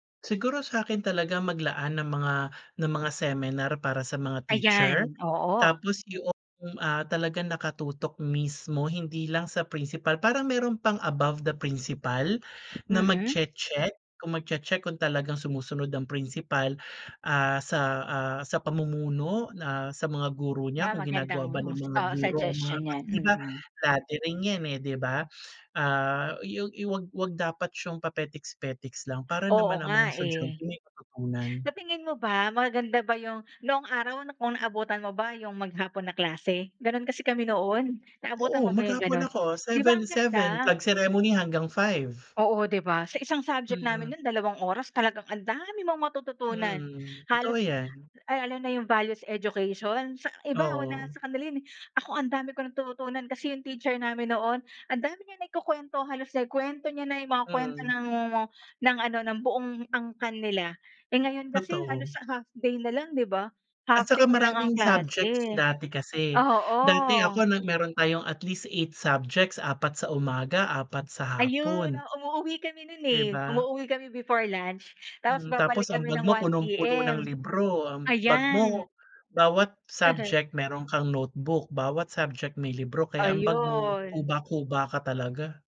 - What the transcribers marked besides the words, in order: in English: "above the principal"; other weather sound; in English: "Flag ceremony"; in English: "values education"; in English: "at least eight subjects"; in English: "before lunch"; chuckle; other noise
- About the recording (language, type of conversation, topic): Filipino, unstructured, Ano ang opinyon mo tungkol sa kalagayan ng edukasyon sa kasalukuyan?